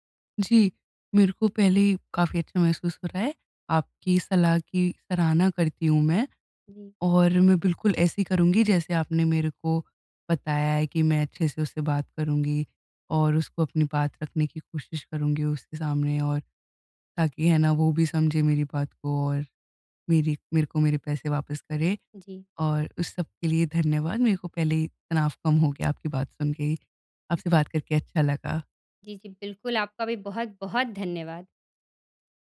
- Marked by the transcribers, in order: other background noise
- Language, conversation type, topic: Hindi, advice, किसी पर भरोसा करने की कठिनाई